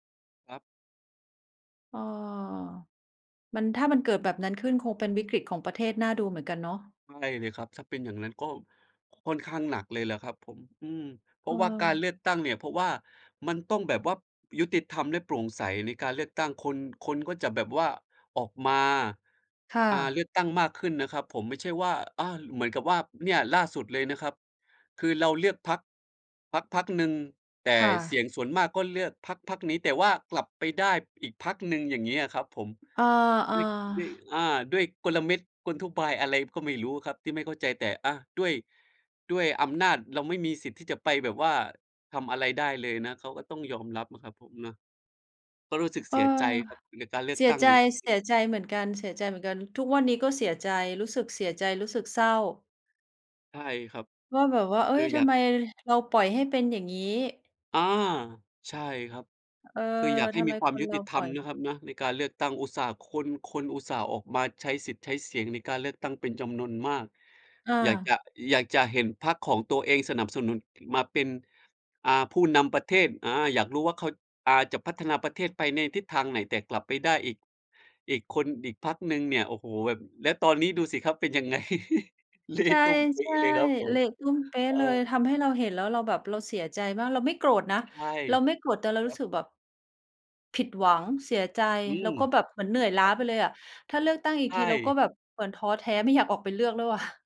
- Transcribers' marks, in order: "อุบาย" said as "ทุบาย"; chuckle; laughing while speaking: "ไง เละ"
- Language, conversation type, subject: Thai, unstructured, คุณคิดว่าการเลือกตั้งมีความสำคัญแค่ไหนต่อประเทศ?